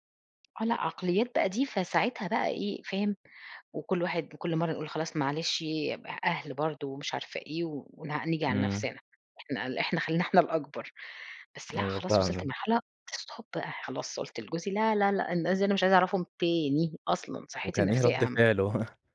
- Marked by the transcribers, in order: in English: "stop"; laughing while speaking: "إيه رد فعله؟"
- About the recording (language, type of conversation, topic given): Arabic, podcast, إيه أحسن طريقة عندك إنك تعتذر؟